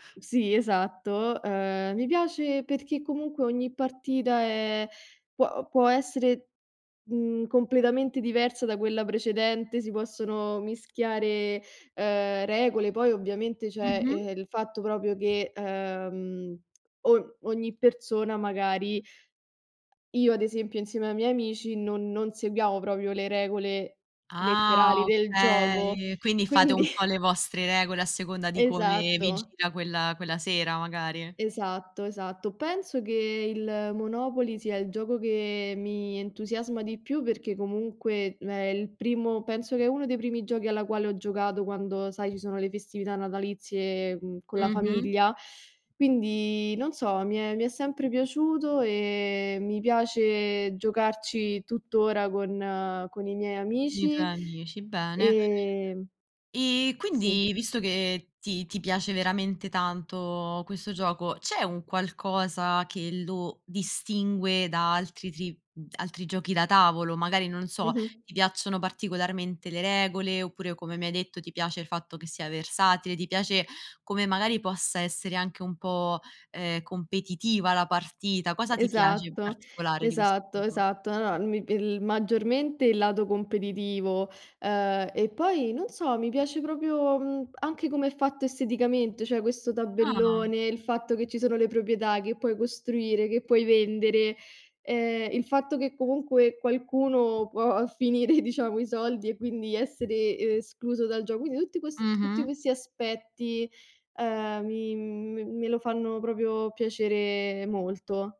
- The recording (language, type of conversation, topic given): Italian, podcast, Qual è un gioco da tavolo che ti entusiasma e perché?
- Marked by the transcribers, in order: "cioè" said as "ceh"; laughing while speaking: "quindi"; "Cioè" said as "ceh"; laughing while speaking: "finire"